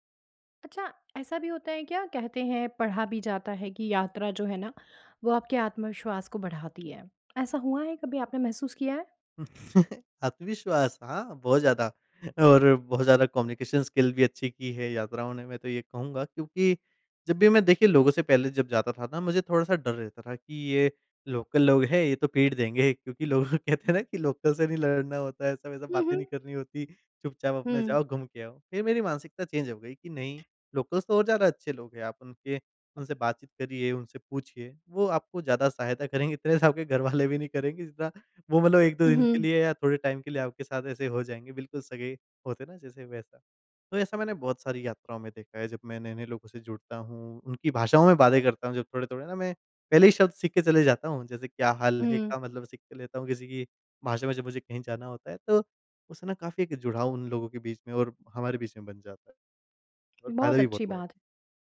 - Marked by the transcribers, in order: chuckle; in English: "कम्युनिकेशन स्किल"; in English: "लोकल"; laughing while speaking: "क्योंकि लोग कहते हैं ना कि लोकल से नहीं लड़ना होता है"; in English: "लोकल"; other background noise; in English: "लोकल्स"; tapping; laughing while speaking: "इतने से आपके घर वाले नहीं करेंगे जितना"; in English: "टाइम"
- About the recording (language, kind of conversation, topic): Hindi, podcast, सोलो यात्रा ने आपको वास्तव में क्या सिखाया?
- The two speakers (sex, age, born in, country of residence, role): female, 35-39, India, India, host; male, 25-29, India, India, guest